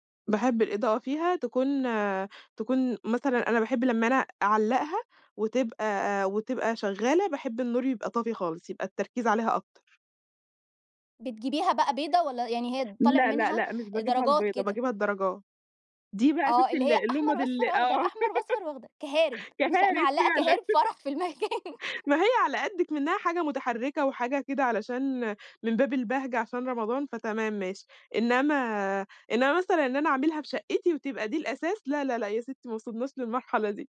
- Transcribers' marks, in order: laugh; laughing while speaking: "كَهَارِب فعلًا"; laugh; laughing while speaking: "في المكان"; tapping
- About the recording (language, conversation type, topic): Arabic, podcast, بتحبي الإضاءة تبقى عاملة إزاي في البيت؟